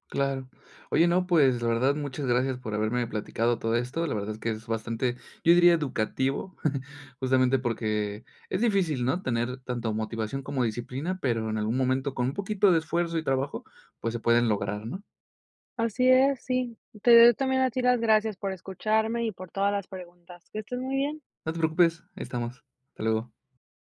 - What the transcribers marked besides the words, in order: chuckle
- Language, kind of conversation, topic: Spanish, podcast, ¿Qué papel tiene la disciplina frente a la motivación para ti?